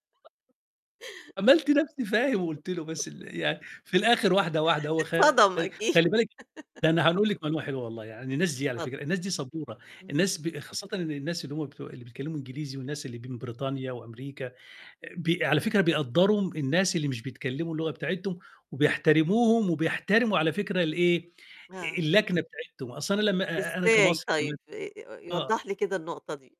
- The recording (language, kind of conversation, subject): Arabic, podcast, إزاي اتعلمت تتكلم لغة جديدة في وقت فراغك؟
- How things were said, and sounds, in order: tapping; laugh; distorted speech; laugh; unintelligible speech